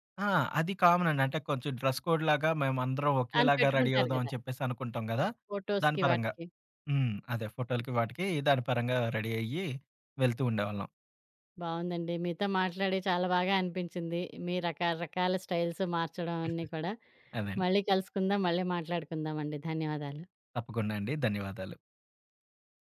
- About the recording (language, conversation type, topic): Telugu, podcast, జీవితంలో వచ్చిన పెద్ద మార్పు నీ జీవనశైలి మీద ఎలా ప్రభావం చూపింది?
- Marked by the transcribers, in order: in English: "కామన్"; in English: "డ్రెస్ కోడ్"; in English: "రెడీ"; in English: "ఫోటోస్‌కి"; in English: "రెడీ"; tapping; in English: "స్టైల్స్"; giggle